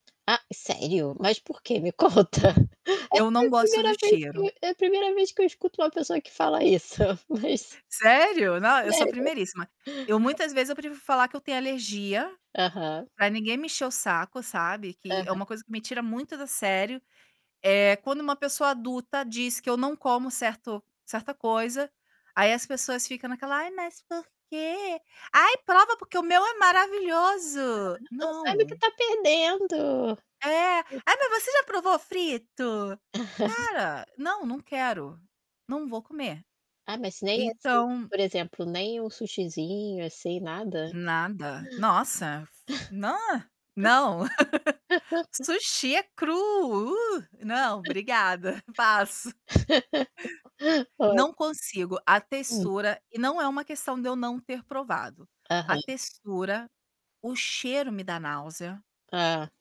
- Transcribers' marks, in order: tapping; laughing while speaking: "Me conta"; joyful: "Essa é a primeira vez … isso, mas veja"; laugh; static; put-on voice: "Ai, mas por quê?, Ai, prova porque o meu é maravilhoso!"; distorted speech; put-on voice: "não sabe o que está perdendo"; put-on voice: "Ai, mas você já provou frito?"; chuckle; laugh; other noise; laugh
- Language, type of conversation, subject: Portuguese, podcast, Como você lida com as restrições alimentares das pessoas que você recebe em casa?